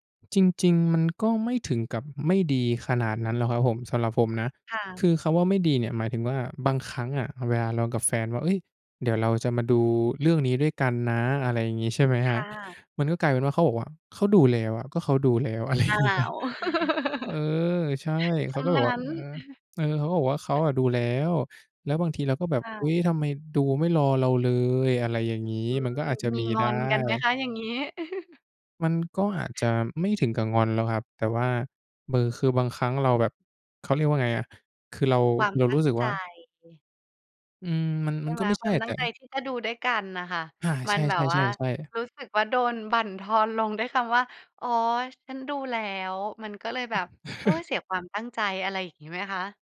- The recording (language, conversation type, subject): Thai, podcast, สตรีมมิ่งเปลี่ยนพฤติกรรมการดูทีวีของคนไทยไปอย่างไรบ้าง?
- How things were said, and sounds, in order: chuckle; laughing while speaking: "อะไรอย่างงี้"; chuckle; tapping; chuckle; chuckle